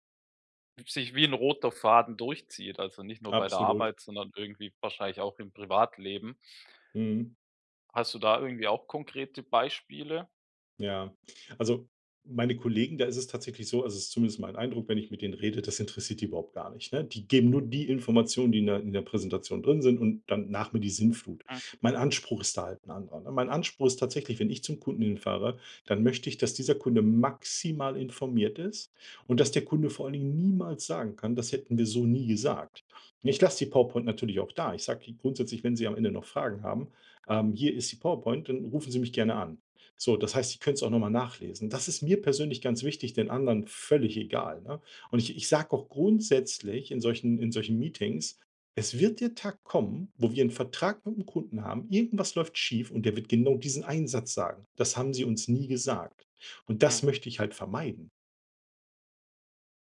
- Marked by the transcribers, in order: stressed: "maximal"
- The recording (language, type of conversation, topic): German, advice, Wie hindert mich mein Perfektionismus daran, mit meinem Projekt zu starten?